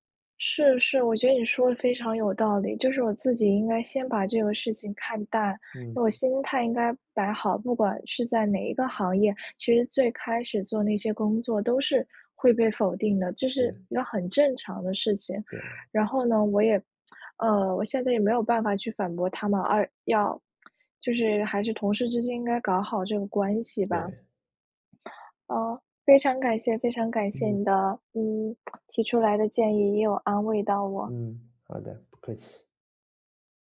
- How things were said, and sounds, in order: other background noise
- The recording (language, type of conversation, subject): Chinese, advice, 在会议上被否定时，我想反驳却又犹豫不决，该怎么办？